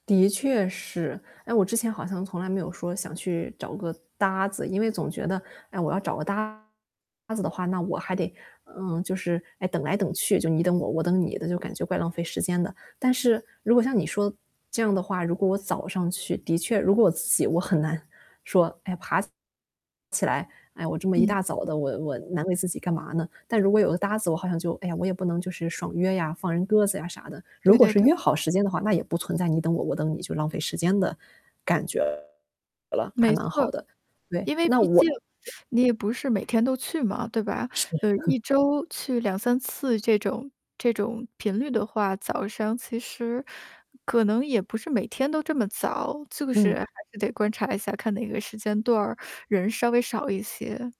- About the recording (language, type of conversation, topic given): Chinese, advice, 我在健身房会因为社交焦虑或害羞而不敢尝试器械，该怎么办？
- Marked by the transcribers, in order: static; distorted speech; other background noise; scoff